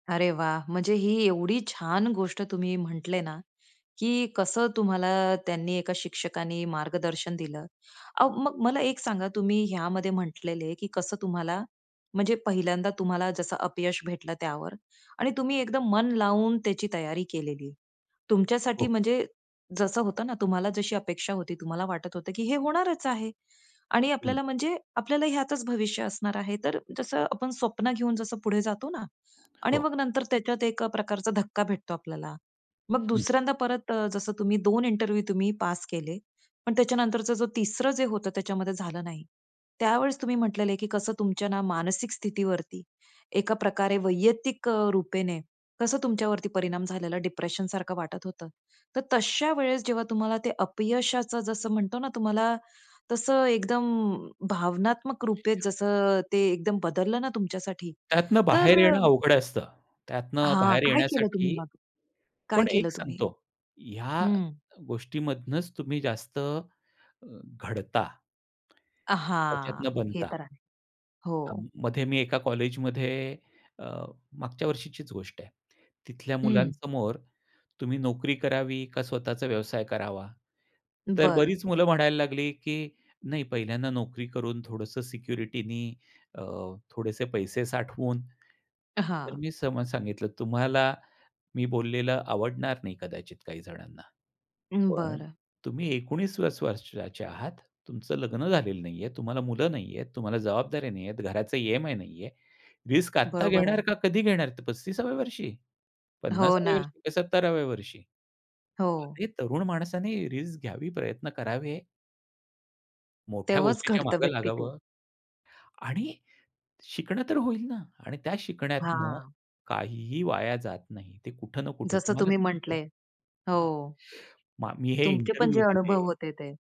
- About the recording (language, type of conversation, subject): Marathi, podcast, अपयशानंतर पुन्हा सुरुवात करण्यासाठी तू काय करतोस?
- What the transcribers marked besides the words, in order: tapping; in English: "इंटरव्ह्यू"; in English: "डिप्रेशन"; other background noise; in English: "सिक्युरिटी"; in English: "प्लस"; in English: "रिस्क"; in English: "रिस्क"; in English: "इंटरव्ह्यू"